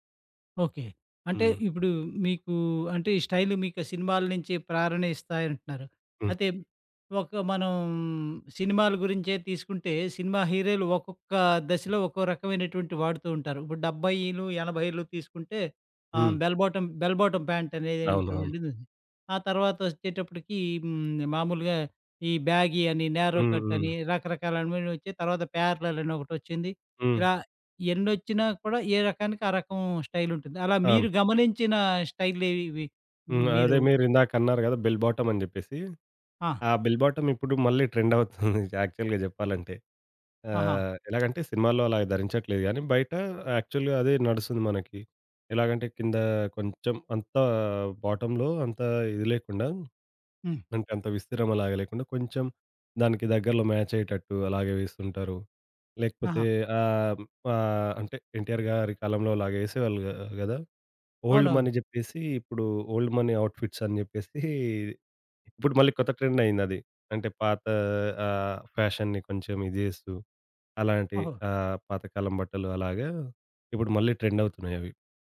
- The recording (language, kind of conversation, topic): Telugu, podcast, నీ స్టైల్‌కు ప్రధానంగా ఎవరు ప్రేరణ ఇస్తారు?
- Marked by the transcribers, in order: tapping; in English: "ట్రెండ్"; giggle; in English: "యాక్చువల్‌గా"; in English: "యాక్చువల్‌గా"; in English: "బాటమ్‌లో"; in English: "ఓల్డ్ మనీ ఔట్‌ఫిట్స్"; in English: "ట్రెండ్"; in English: "ఫ్యాషన్‌ని"; in English: "ట్రెండ్"